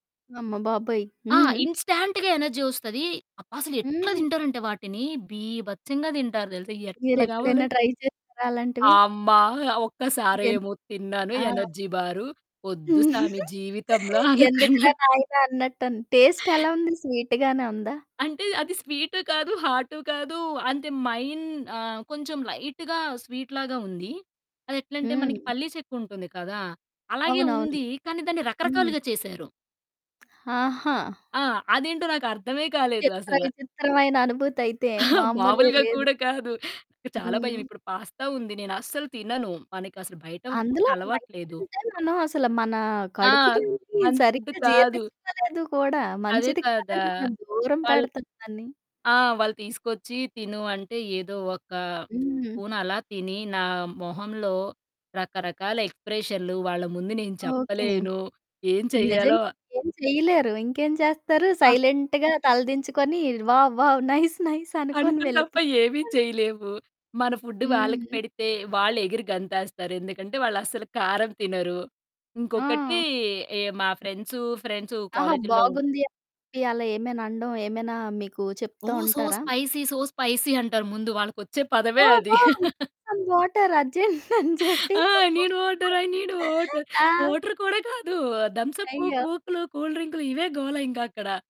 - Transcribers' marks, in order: in English: "ఇన్స్‌టాంట్‌గా ఎనర్జీ"; other background noise; in English: "ట్రై"; distorted speech; in English: "ఎనర్జీ"; chuckle; laughing while speaking: "అనుకున్నాను"; "అన్నట్టు" said as "అన్నట్టన్"; in English: "టేస్ట్"; in English: "స్వీట్"; in English: "లైట్‌గా స్వీట్"; laughing while speaking: "మామూలుగా కూడా కాదు"; in English: "పాస్తా"; in English: "స్పూన్"; in English: "సైలెంట్‌గా"; laughing while speaking: "వావ్! వావ్! నైస్! నైస్! అనుకోని వెళ్ళిపోయారు"; in English: "వావ్! వావ్! నైస్! నైస్!"; in English: "ఓ! సో స్పైసీ, సో స్పైసీ"; in English: "గో, గో, బ్రింగ్ సమ్ వాటర్ అర్జెంట్"; chuckle; in English: "ఐ నీడ్ వాటర్, ఐ నీడ్ వాటర్, వాటర్"; laughing while speaking: "అని చెప్పి, ఆ!"
- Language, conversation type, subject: Telugu, podcast, మీరు విదేశంలో పండుగలను ఎలా జరుపుకుంటారు?